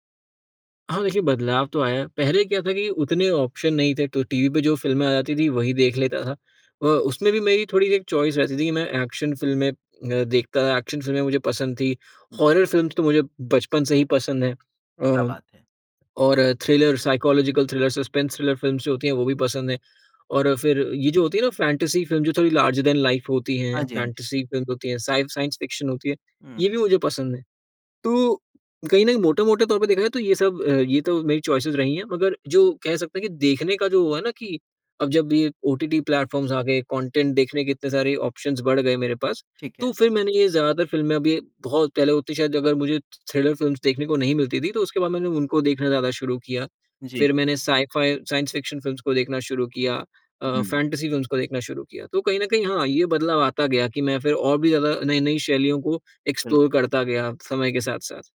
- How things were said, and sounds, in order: in English: "ऑप्शन"; in English: "चॉइस"; in English: "एक्शन"; in English: "एक्शन"; in English: "हॉरर फ़िल्म्स"; in English: "थ्रिलर, साइकोलॉजिकल थ्रिलर, सस्पेंस थ्रिलर फ़िल्म्स"; in English: "फ़ैंटेसी"; in English: "लार्जर देन लाइफ़"; in English: "फ़ैंटेसी फ़िल्म्स"; in English: "स साइंस फ़िक्शन"; in English: "चॉइस"; in English: "ओटीटी प्लेटफ़ॉर्म्स"; in English: "कंटेंट"; in English: "ऑप्शंस"; in English: "थ्रि थ्रिलर फ़िल्म्स"; in English: "साइंस फ़िक्शन फ़िल्म्स"; in English: "फ़ैंटेसी फ़िल्म्स"; in English: "एक्सप्लोर"
- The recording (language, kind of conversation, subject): Hindi, podcast, बचपन की कौन सी फिल्म तुम्हें आज भी सुकून देती है?